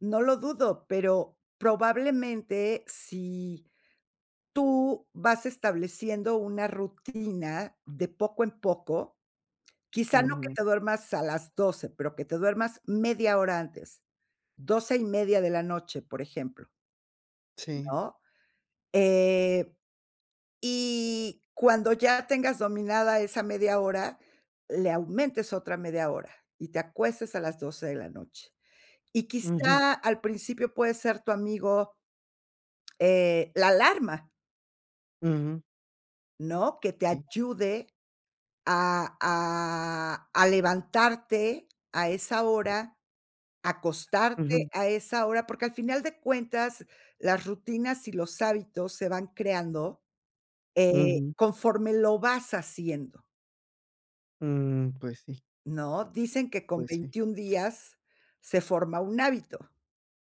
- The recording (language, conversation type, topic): Spanish, advice, ¿Qué te está costando más para empezar y mantener una rutina matutina constante?
- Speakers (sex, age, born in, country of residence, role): female, 60-64, Mexico, Mexico, advisor; male, 20-24, Mexico, Mexico, user
- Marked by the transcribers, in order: none